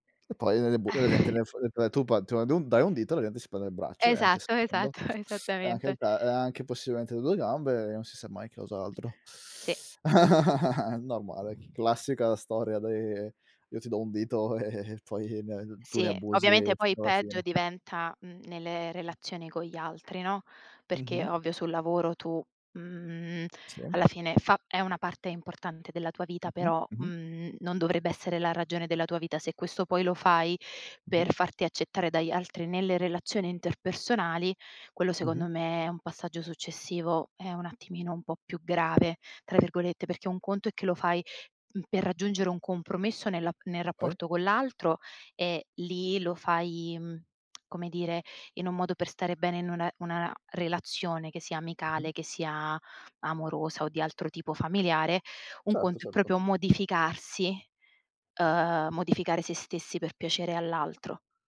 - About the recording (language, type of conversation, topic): Italian, unstructured, Quanto è difficile essere te stesso in una società che giudica?
- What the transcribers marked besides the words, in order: tapping; chuckle; other background noise; chuckle; chuckle; chuckle